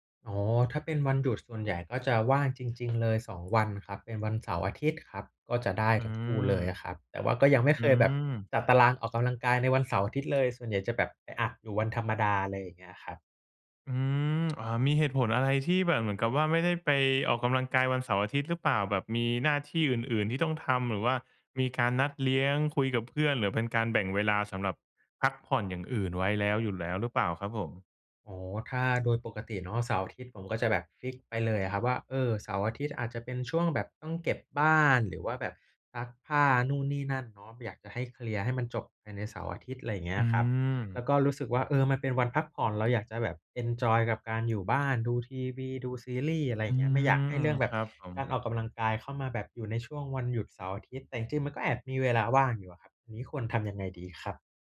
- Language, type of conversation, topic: Thai, advice, ฉันจะเริ่มสร้างนิสัยและติดตามความก้าวหน้าในแต่ละวันอย่างไรให้ทำได้ต่อเนื่อง?
- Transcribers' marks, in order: tapping; tsk; other background noise